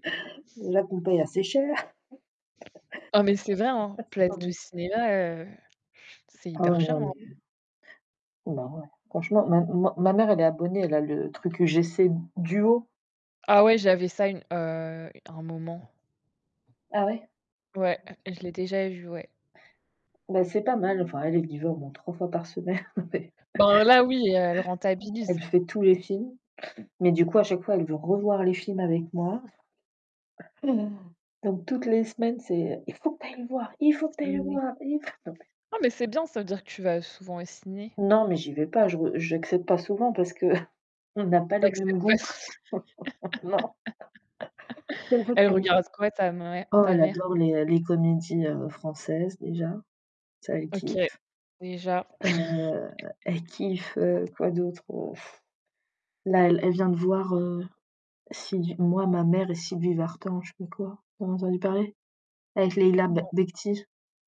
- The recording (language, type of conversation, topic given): French, unstructured, Quels critères prenez-vous en compte pour choisir un film à regarder ?
- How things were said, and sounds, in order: laugh; distorted speech; unintelligible speech; tapping; other background noise; chuckle; laughing while speaking: "semaine mais"; other noise; gasp; laugh; static; unintelligible speech; "mère" said as "muère"; chuckle; blowing